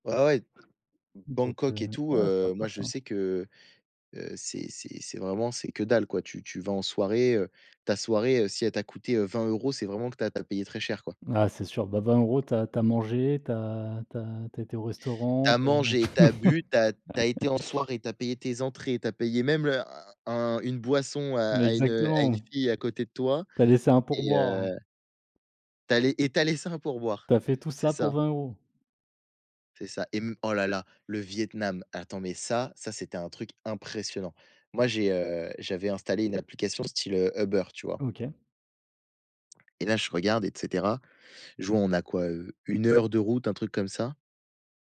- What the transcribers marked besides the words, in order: unintelligible speech; laugh
- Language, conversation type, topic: French, unstructured, Quelle est la chose la plus inattendue qui te soit arrivée en voyage ?